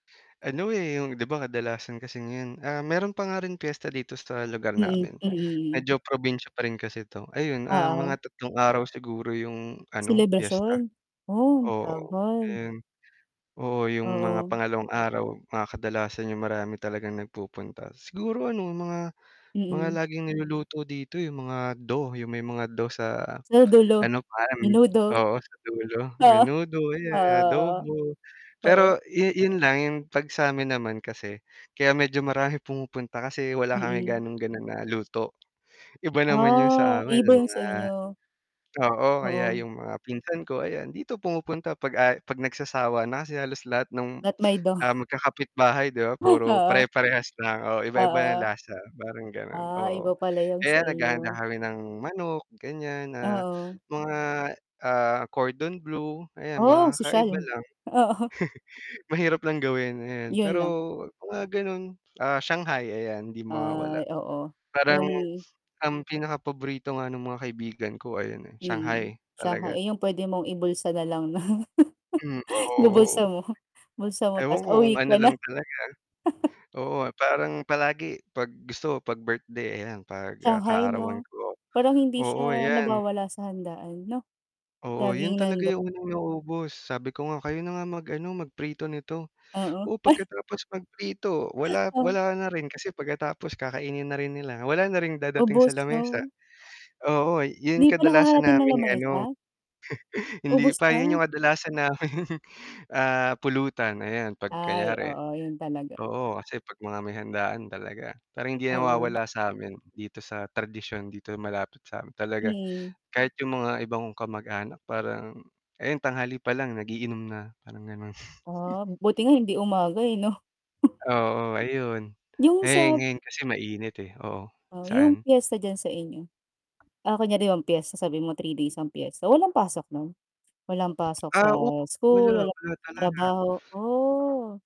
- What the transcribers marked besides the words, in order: other background noise; tapping; distorted speech; chuckle; laugh; chuckle; laugh; chuckle; chuckle; unintelligible speech
- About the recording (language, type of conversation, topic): Filipino, unstructured, Gaano kahalaga sa iyo ang pagkain bilang bahagi ng kultura?